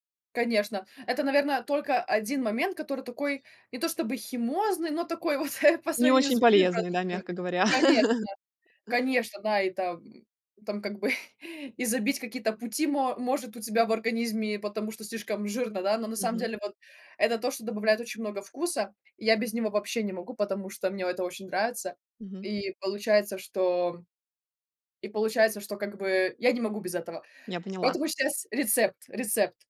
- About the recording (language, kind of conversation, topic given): Russian, podcast, Как спасти вечер одним простым блюдом?
- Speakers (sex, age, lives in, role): female, 20-24, France, guest; female, 40-44, Italy, host
- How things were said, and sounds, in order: other background noise; laughing while speaking: "вот"; laugh; tapping; chuckle